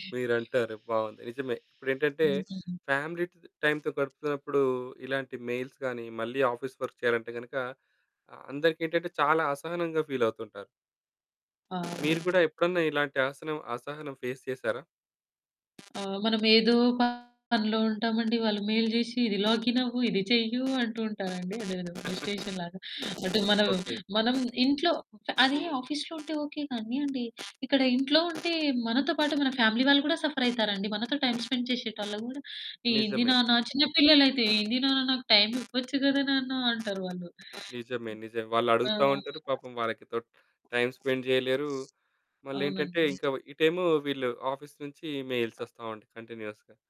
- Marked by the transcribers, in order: distorted speech; in English: "ఫ్యామిలీ"; in English: "మెయిల్స్"; in English: "ఆఫీస్ వర్క్"; mechanical hum; in English: "ఫేస్"; in English: "మెయిల్"; chuckle; in English: "డిస్టేషన్"; in English: "ఆఫీస్‌లో"; in English: "ఫ్యామిలీ"; in English: "టైమ్ స్పెండ్"; other background noise; in English: "టైమ్ స్పెండ్"; in English: "ఆఫీస్"; in English: "మెయిల్స్"; in English: "కంటిన్యూయస్‌గా"
- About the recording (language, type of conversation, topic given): Telugu, podcast, పని, విశ్రాంతి మధ్య సమతుల్యం కోసం మీరు పాటించే ప్రధాన నియమం ఏమిటి?